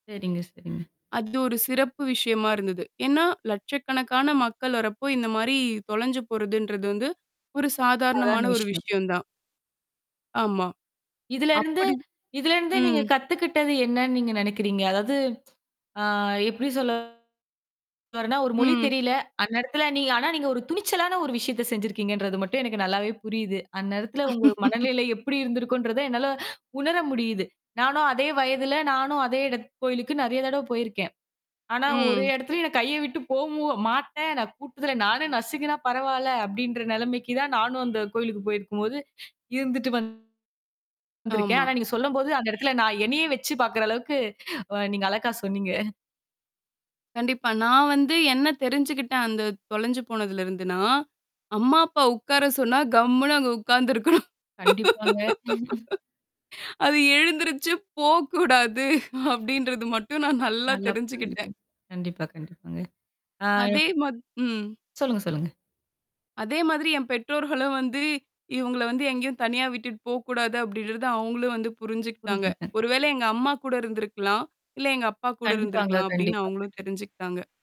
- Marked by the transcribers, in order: mechanical hum; static; other background noise; distorted speech; laugh; "போகவே" said as "போமு"; laughing while speaking: "உட்கார்ந்துருக்கணும். அது எழுந்துருச்சு போ கூடாது அப்பிடின்றது மட்டும் நான் நல்லா தெரிஞ்சுக்கிட்டேன்"; chuckle; laugh; other noise
- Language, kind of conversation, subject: Tamil, podcast, மொழி தெரியாமல் நீங்கள் தொலைந்த அனுபவம் எப்போதாவது இருந்ததா?